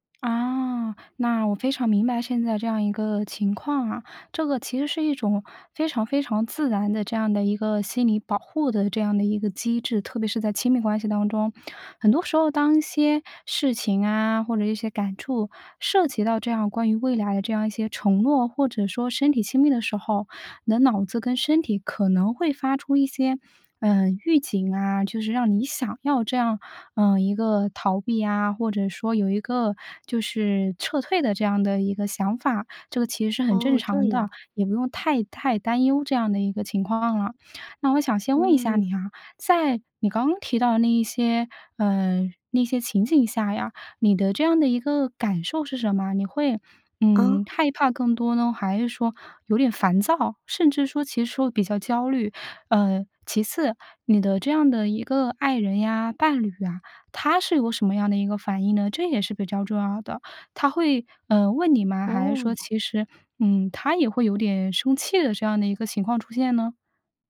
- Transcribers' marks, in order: tongue click; other background noise
- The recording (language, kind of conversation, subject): Chinese, advice, 为什么我总是反复逃避与伴侣的亲密或承诺？